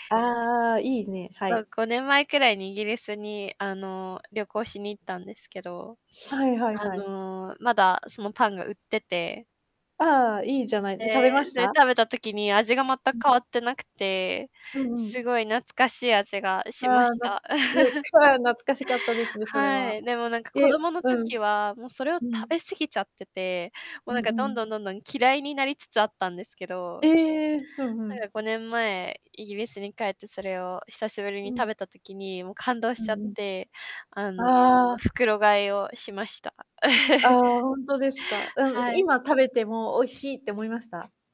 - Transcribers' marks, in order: static; sniff; chuckle; chuckle
- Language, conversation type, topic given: Japanese, unstructured, 食べ物にまつわる子どもの頃の思い出を教えてください。?
- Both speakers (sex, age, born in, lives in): female, 20-24, Japan, Japan; female, 45-49, Japan, United States